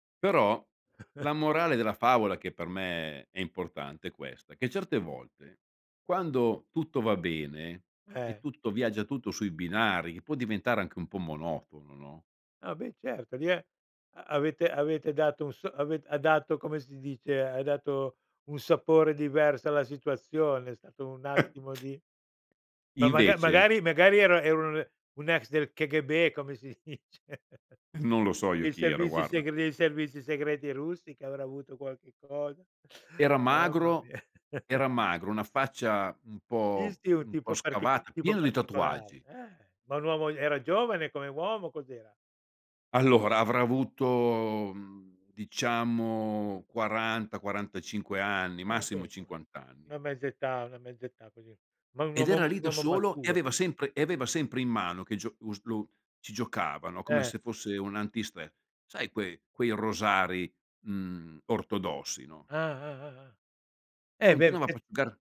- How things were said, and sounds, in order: chuckle; laughing while speaking: "come si dice"; chuckle; "era" said as "eru"; laughing while speaking: "dice"; laughing while speaking: "Non"; chuckle; laughing while speaking: "Allora"; "insomma" said as "nzma"; unintelligible speech
- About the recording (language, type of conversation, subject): Italian, podcast, Raccontami di una volta in cui ti sei perso durante un viaggio: com’è andata?